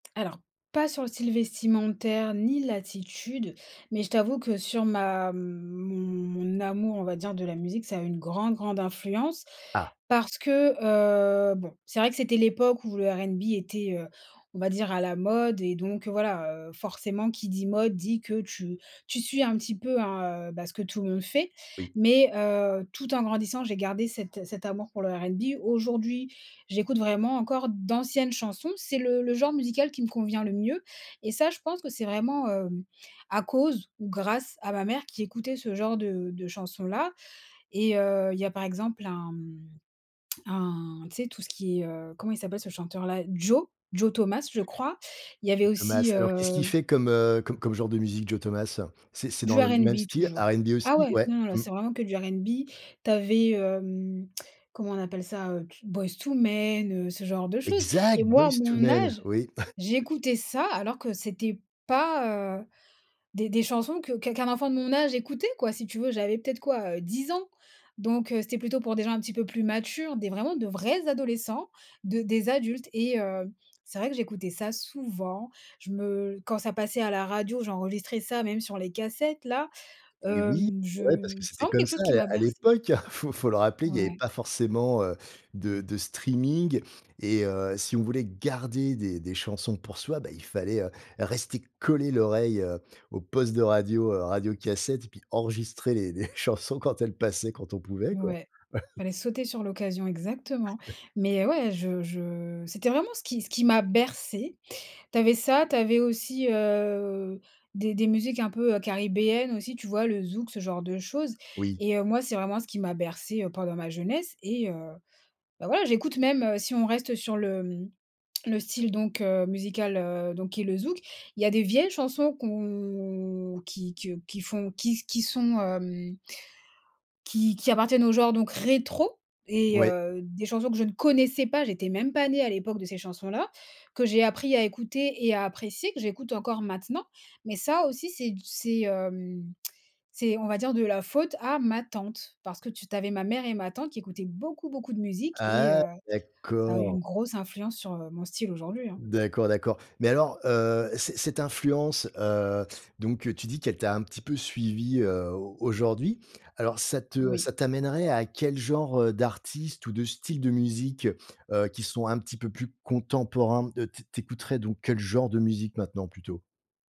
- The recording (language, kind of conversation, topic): French, podcast, Quel disque a marqué ton adolescence et pourquoi ?
- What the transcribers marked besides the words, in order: tongue click; drawn out: "heu"; background speech; tongue click; stressed: "Joe"; tongue click; stressed: "Exact"; stressed: "ça"; chuckle; stressed: "vrais"; other background noise; chuckle; stressed: "garder"; stressed: "coller"; laughing while speaking: "chansons"; chuckle; stressed: "bercée"; tongue click; drawn out: "on"; stressed: "rétro"; tongue click; stressed: "Ah"